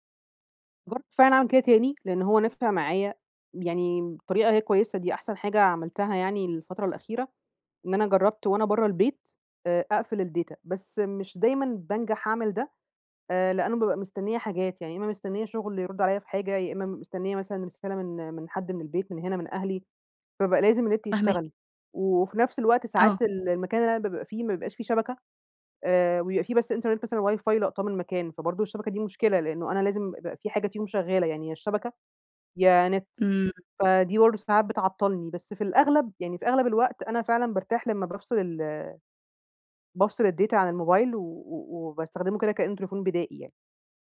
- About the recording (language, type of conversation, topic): Arabic, advice, إزاي إشعارات الموبايل بتخلّيك تتشتّت وإنت شغال؟
- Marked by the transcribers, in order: unintelligible speech; in English: "الData"; in English: "الWi-Fi"; in English: "الData"